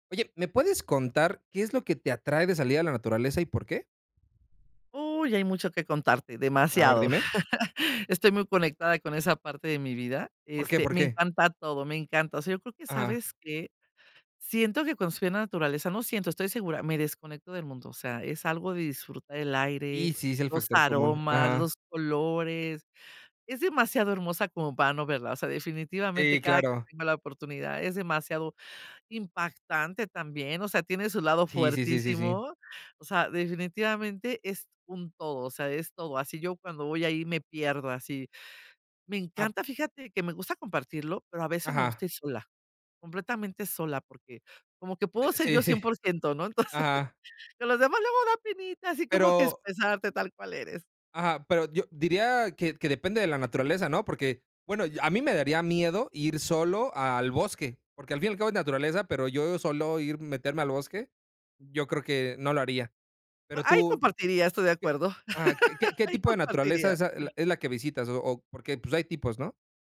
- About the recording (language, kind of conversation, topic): Spanish, podcast, ¿Qué es lo que más te atrae de salir a la naturaleza y por qué?
- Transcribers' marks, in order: tapping; chuckle; other background noise; laughing while speaking: "sí"; laughing while speaking: "Entonces"; laugh; other noise